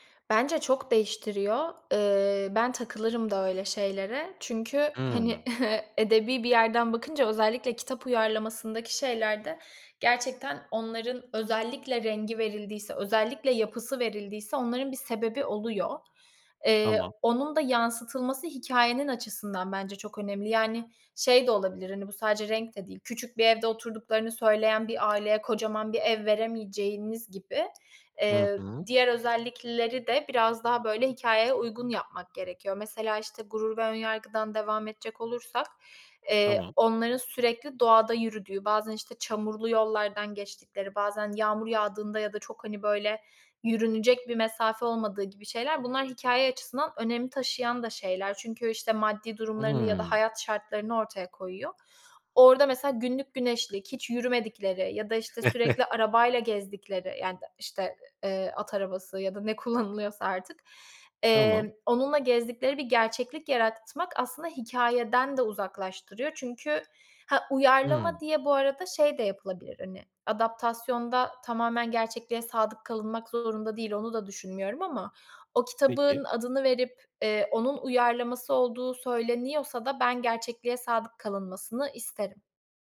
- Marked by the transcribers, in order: chuckle; chuckle
- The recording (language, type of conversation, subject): Turkish, podcast, Kitap okumak ile film izlemek hikâyeyi nasıl değiştirir?